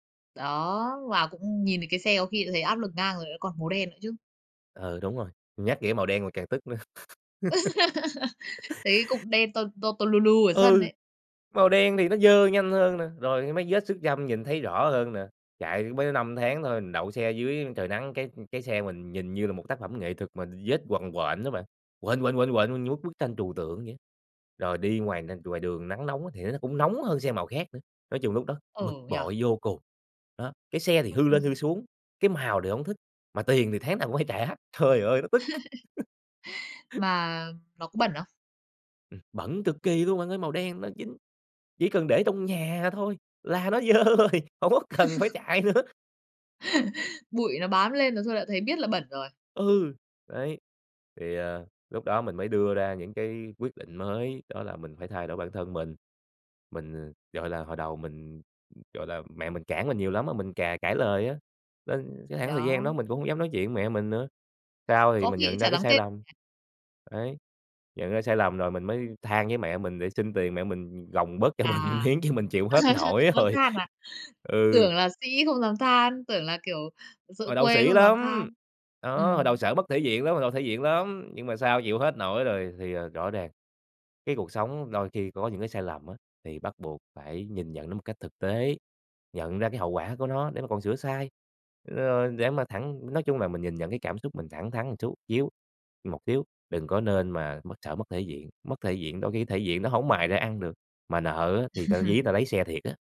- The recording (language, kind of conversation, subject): Vietnamese, podcast, Bạn có thể kể về một lần bạn đưa ra lựa chọn sai và bạn đã học được gì từ đó không?
- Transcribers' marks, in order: laugh; other background noise; laugh; laughing while speaking: "Trời ơi, nó tức!"; laugh; tapping; laughing while speaking: "dơ rồi, hổng có cần phải chạy nữa"; laugh; unintelligible speech; laugh; laughing while speaking: "cho mình miếng chứ mình chịu hết nổi rồi"; laugh